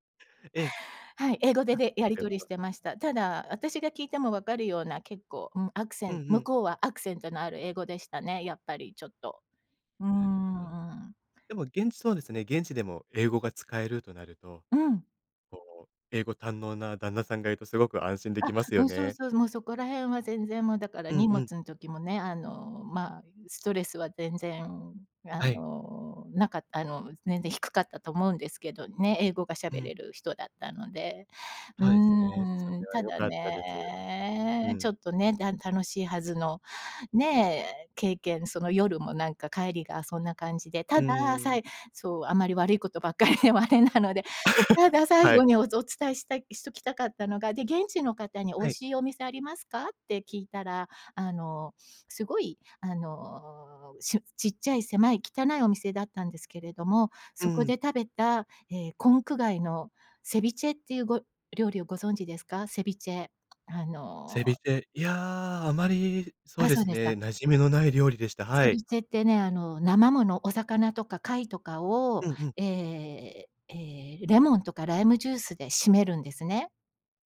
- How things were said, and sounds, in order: other noise; laughing while speaking: "ばっかりではあれなので"; laugh; "セビチェ" said as "セビテ"
- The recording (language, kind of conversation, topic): Japanese, podcast, 旅行で一番印象に残った体験は何ですか？